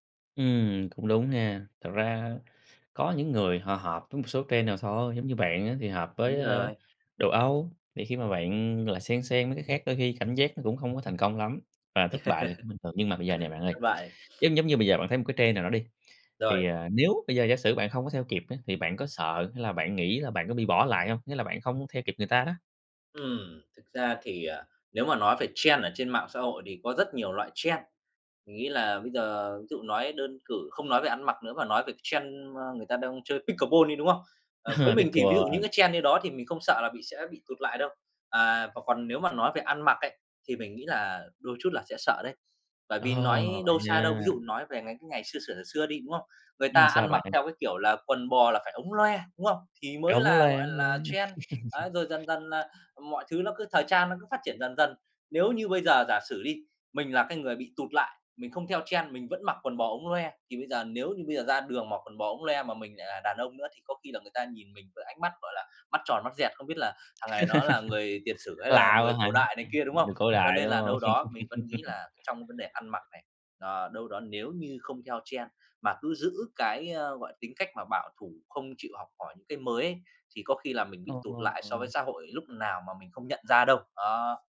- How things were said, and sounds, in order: in English: "trend"; laugh; sniff; in English: "trend"; tapping; in English: "trend"; in English: "trend"; in English: "trend"; laugh; in English: "trend"; other background noise; in English: "trend"; laugh; in English: "trend"; laugh; laugh; in English: "trend"
- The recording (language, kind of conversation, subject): Vietnamese, podcast, Mạng xã hội thay đổi cách bạn ăn mặc như thế nào?